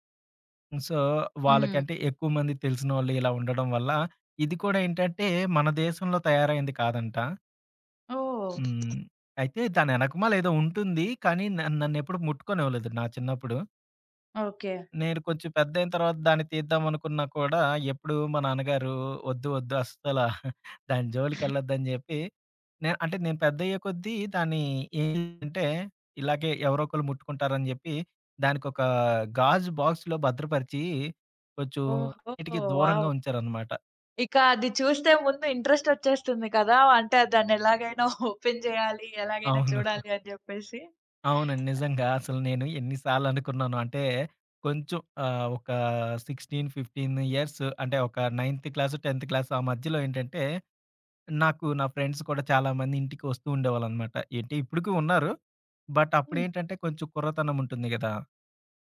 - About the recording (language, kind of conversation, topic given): Telugu, podcast, ఇంట్లో మీకు అత్యంత విలువైన వస్తువు ఏది, ఎందుకు?
- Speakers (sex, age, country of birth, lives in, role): female, 20-24, India, India, host; male, 30-34, India, India, guest
- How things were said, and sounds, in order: in English: "సో"; other background noise; tapping; giggle; in English: "బాక్స్‌లో"; in English: "వావ్!"; in English: "ఇంట్రెస్ట్"; chuckle; in English: "ఓపెన్"; giggle; in English: "సిక్స్‌టీన్, ఫిఫ్టీన్ ఇయర్స్"; in English: "నైన్త్ క్లాస్, టెంథ్ క్లాస్"; in English: "ఫ్రెండ్స్"; in English: "బట్"